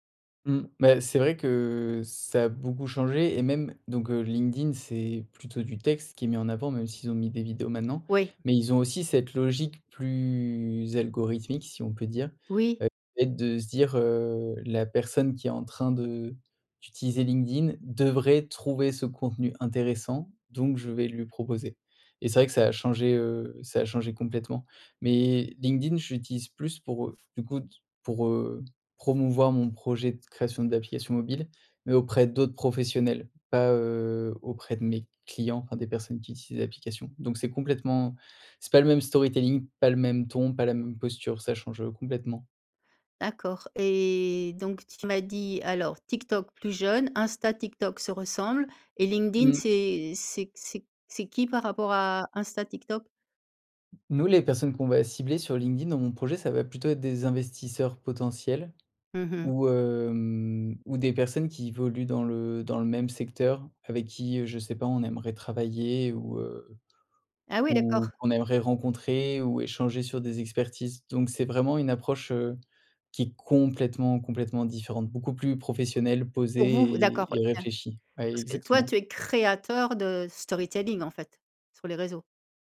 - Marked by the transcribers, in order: drawn out: "que"; other background noise; drawn out: "plus"; stressed: "devrait"; in English: "storytelling"; drawn out: "Et"; tapping; drawn out: "hem"; stressed: "complètement"; stressed: "créateur"; in English: "storytelling"
- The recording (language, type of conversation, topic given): French, podcast, Qu’est-ce qui, selon toi, fait un bon storytelling sur les réseaux sociaux ?